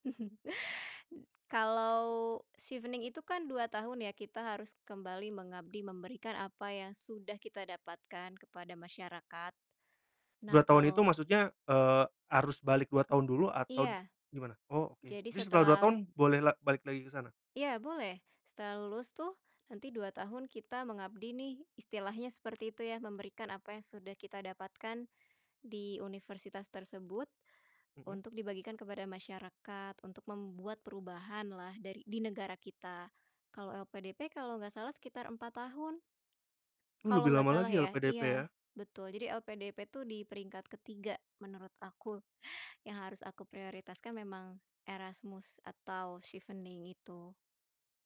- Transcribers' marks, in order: chuckle; "atau" said as "atod"
- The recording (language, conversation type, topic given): Indonesian, podcast, Apakah kamu pernah kepikiran untuk ganti karier, dan kenapa?